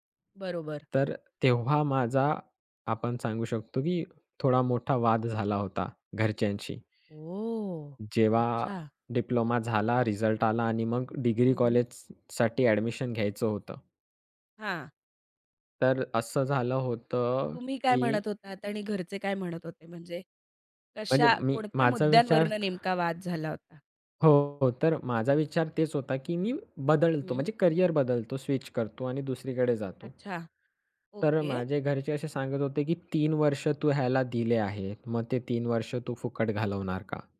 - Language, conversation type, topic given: Marathi, podcast, एखाद्या मोठ्या वादानंतर तुम्ही माफी कशी मागाल?
- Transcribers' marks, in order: other background noise